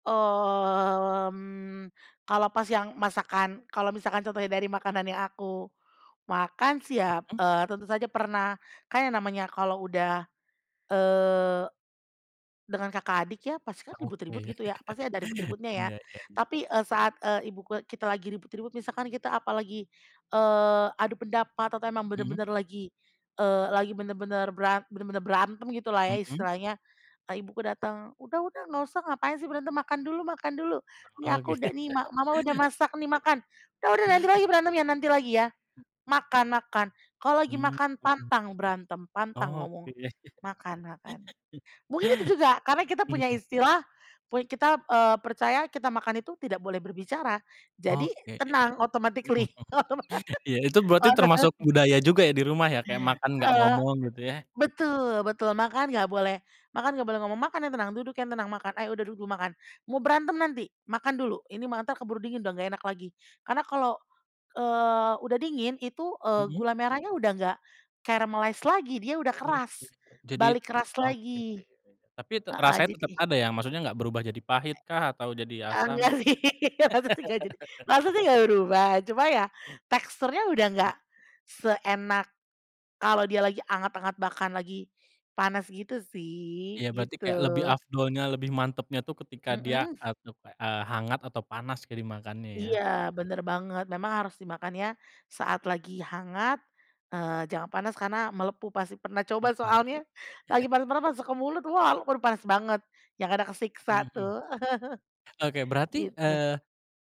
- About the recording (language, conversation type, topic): Indonesian, podcast, Bisa ceritakan resep sederhana yang selalu berhasil menenangkan suasana?
- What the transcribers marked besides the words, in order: drawn out: "Mmm"; laugh; other background noise; laughing while speaking: "gitu"; laugh; laugh; tapping; in English: "automatically"; laughing while speaking: "otoma otomatis"; background speech; in English: "caramalize"; laughing while speaking: "sih, maksudnya enggak jadi"; laugh; chuckle; laugh